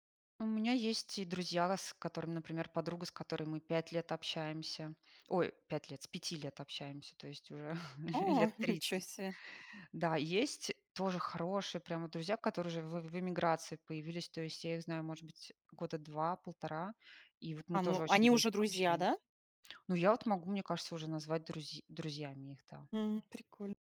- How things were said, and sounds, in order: laughing while speaking: "А"; chuckle
- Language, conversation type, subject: Russian, unstructured, Как вы относитесь к дружбе с людьми, которые вас не понимают?